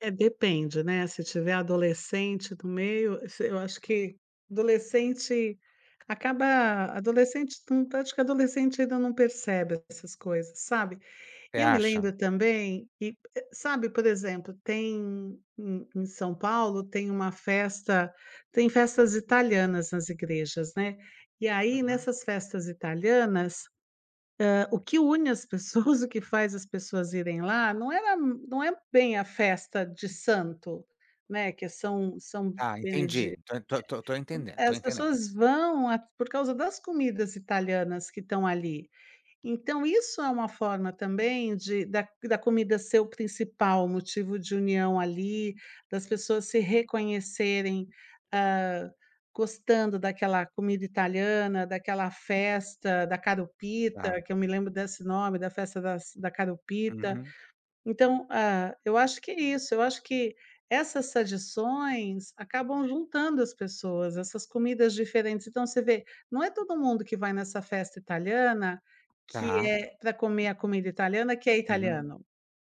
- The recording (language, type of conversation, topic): Portuguese, unstructured, Você já percebeu como a comida une as pessoas em festas e encontros?
- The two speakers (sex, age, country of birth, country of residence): female, 55-59, Brazil, United States; male, 55-59, Brazil, United States
- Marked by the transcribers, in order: tapping; unintelligible speech; unintelligible speech